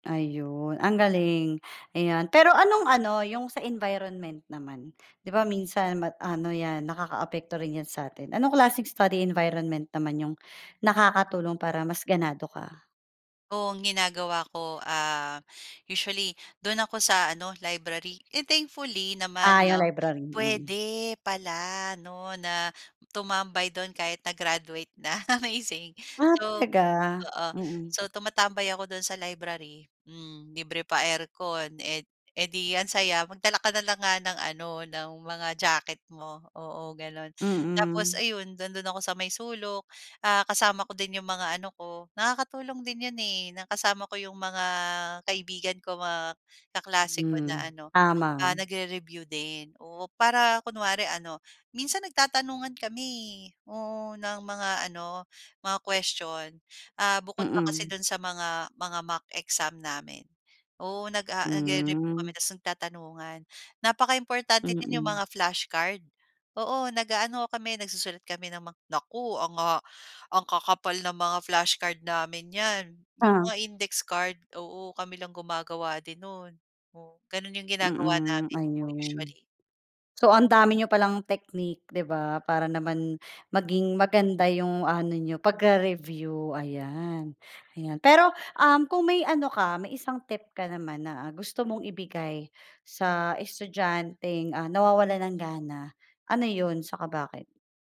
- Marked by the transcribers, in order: in English: "study environment"; tapping; other background noise; laughing while speaking: "amazing"; tongue click; in English: "mock exam"; "mga" said as "ma"
- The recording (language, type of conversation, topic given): Filipino, podcast, Paano mo maiiwasang mawalan ng gana sa pag-aaral?